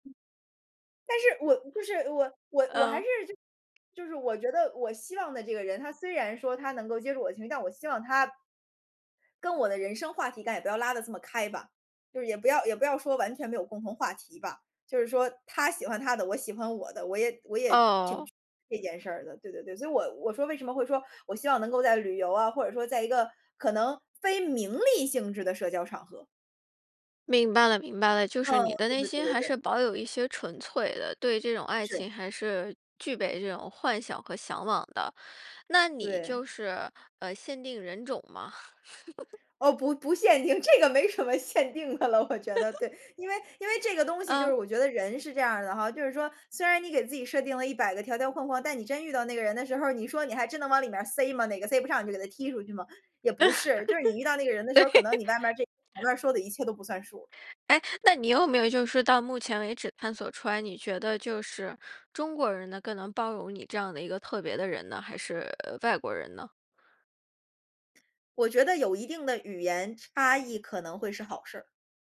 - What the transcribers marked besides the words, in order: tapping; other background noise; unintelligible speech; laugh; laughing while speaking: "这个没什么限定的了， 我觉得"; laugh; laughing while speaking: "嗯"; laugh; laughing while speaking: "对"
- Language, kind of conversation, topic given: Chinese, podcast, 面对父母的期待时，你如何做出属于自己的选择？